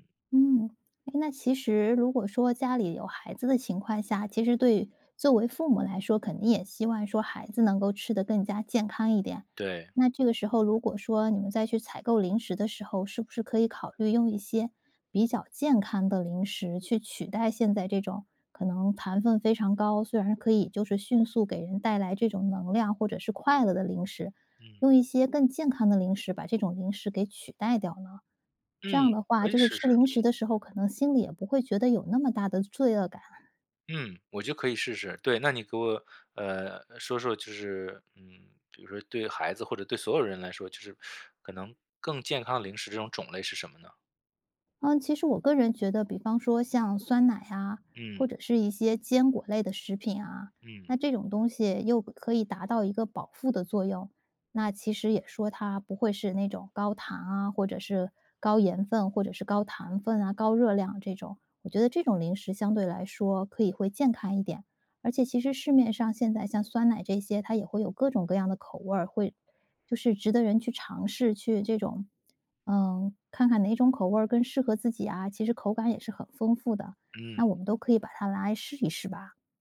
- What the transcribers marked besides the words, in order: none
- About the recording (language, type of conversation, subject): Chinese, advice, 如何控制零食冲动